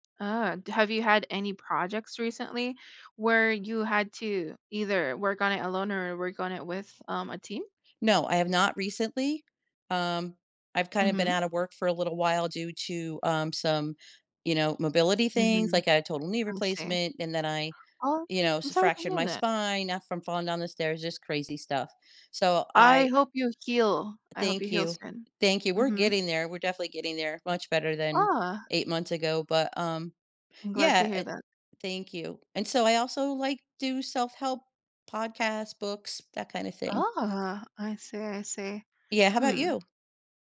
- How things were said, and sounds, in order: tapping; other background noise
- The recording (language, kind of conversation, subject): English, unstructured, How do you decide whether to work with others or on your own to be most effective?
- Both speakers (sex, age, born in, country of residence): female, 20-24, Philippines, United States; female, 60-64, United States, United States